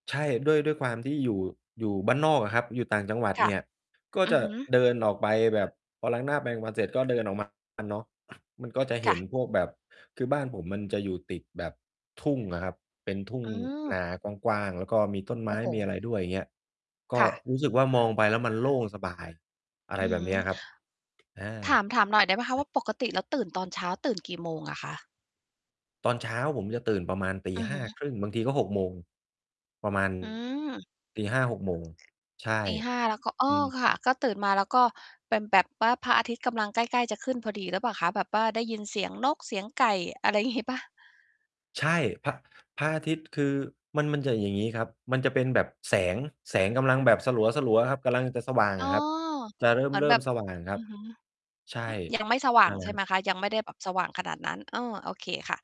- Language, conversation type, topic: Thai, podcast, กิจวัตรตอนเช้าแบบไหนที่ทำให้คุณยิ้มได้?
- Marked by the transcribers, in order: distorted speech; tapping; other background noise; "ว่า" said as "ป๊ะ"; laughing while speaking: "งี้"